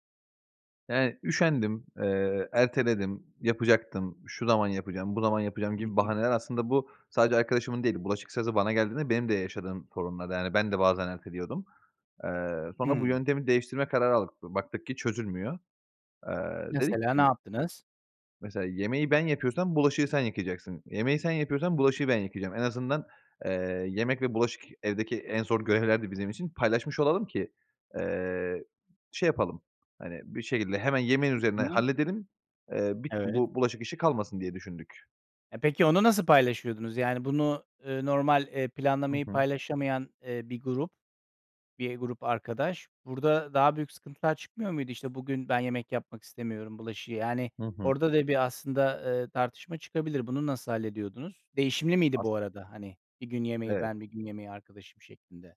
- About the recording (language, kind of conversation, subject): Turkish, podcast, Ev işlerini adil paylaşmanın pratik yolları nelerdir?
- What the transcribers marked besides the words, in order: other background noise; unintelligible speech